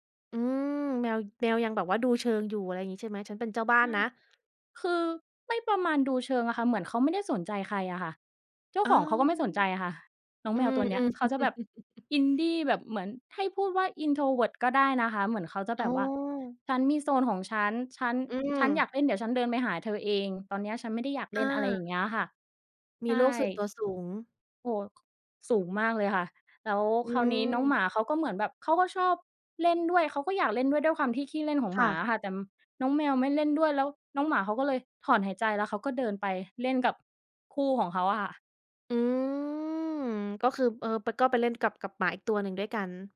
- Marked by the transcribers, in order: laughing while speaking: "อืม"; chuckle; in English: "Introvert"; drawn out: "อืม"
- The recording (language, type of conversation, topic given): Thai, podcast, คุณมีเรื่องประทับใจเกี่ยวกับสัตว์เลี้ยงที่อยากเล่าให้ฟังไหม?